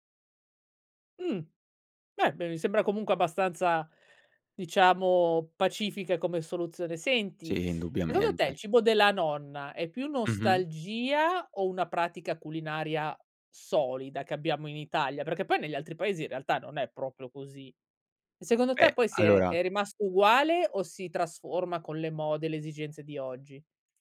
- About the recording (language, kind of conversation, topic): Italian, podcast, Cosa significa per te il cibo della nonna?
- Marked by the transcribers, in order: none